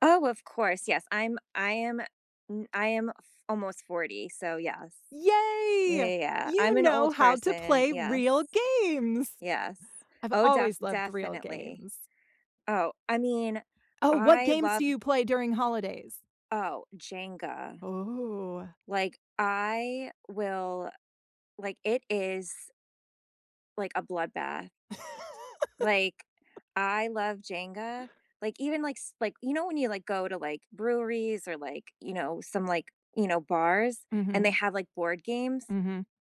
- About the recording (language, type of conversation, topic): English, unstructured, What traditions do you keep, and why do they matter to you?
- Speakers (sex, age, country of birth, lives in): female, 40-44, United States, United States; female, 40-44, United States, United States
- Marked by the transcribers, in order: joyful: "Yay! You know how to play real games"; drawn out: "Ooh"; laugh